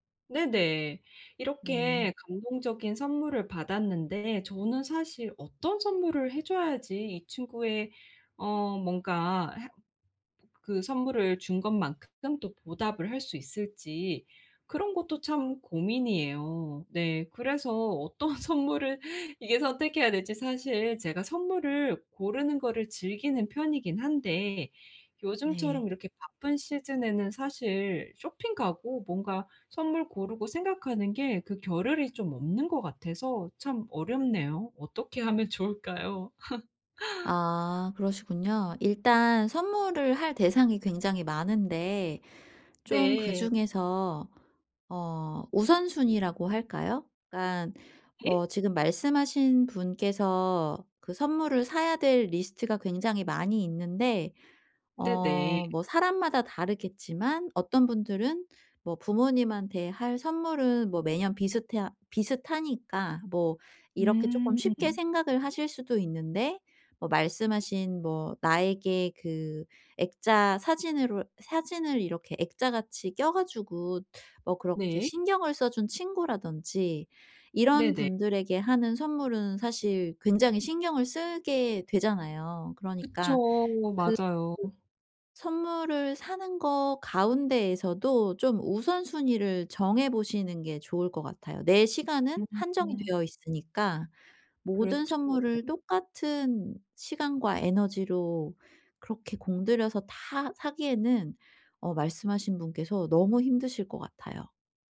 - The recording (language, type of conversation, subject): Korean, advice, 선물을 고르고 예쁘게 포장하려면 어떻게 하면 좋을까요?
- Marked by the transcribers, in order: laughing while speaking: "어떤 선물을"; in English: "시즌에는"; laugh; other background noise; in English: "리스트가"; tapping